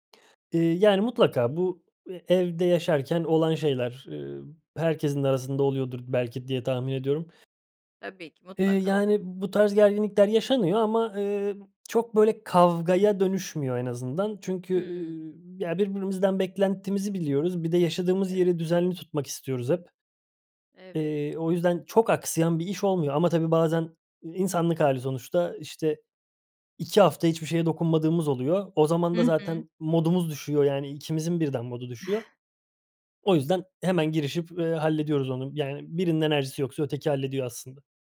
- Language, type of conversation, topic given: Turkish, podcast, Ev işlerindeki iş bölümünü evinizde nasıl yapıyorsunuz?
- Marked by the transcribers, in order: other background noise; tapping; chuckle